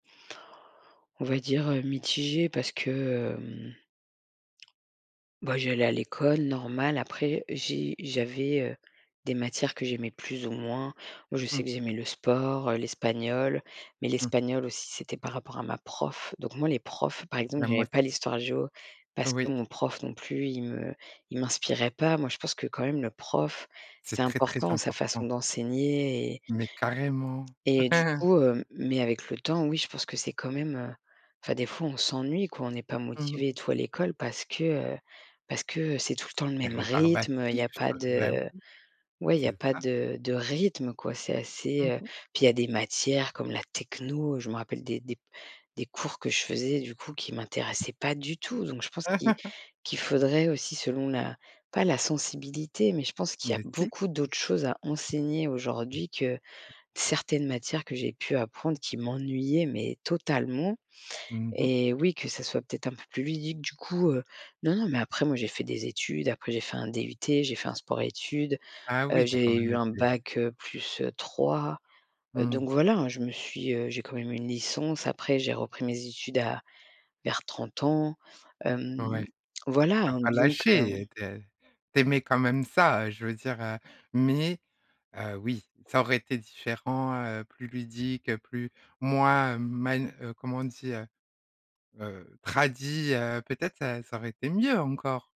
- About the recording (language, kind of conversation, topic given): French, podcast, À ton avis, l’école prépare-t-elle vraiment à la vie de tous les jours ?
- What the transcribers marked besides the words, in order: tapping; chuckle; stressed: "rythme"; stressed: "techno"; laugh; other background noise